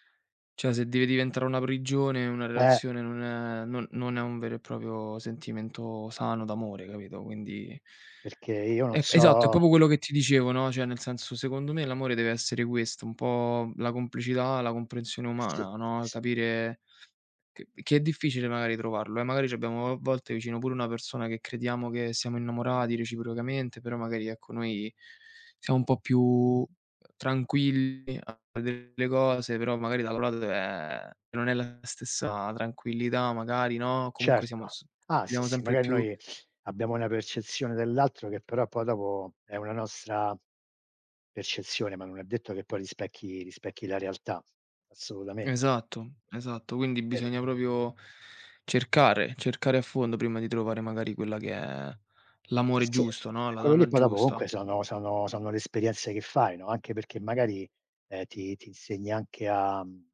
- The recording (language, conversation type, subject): Italian, unstructured, Come definiresti l’amore vero?
- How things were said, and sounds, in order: other background noise; unintelligible speech; teeth sucking